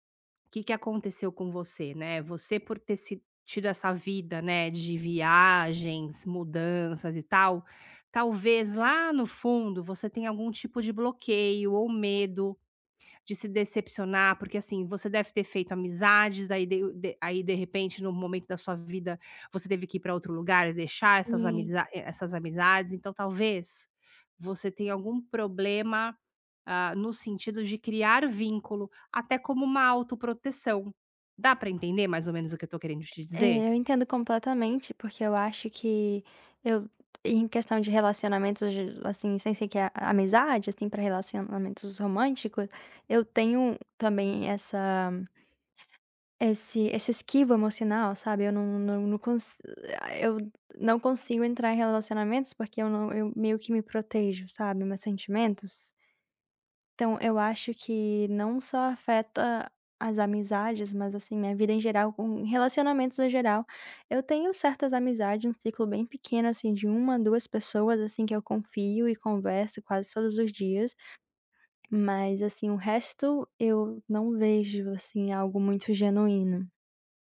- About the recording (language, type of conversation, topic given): Portuguese, advice, Como posso começar a expressar emoções autênticas pela escrita ou pela arte?
- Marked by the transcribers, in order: tapping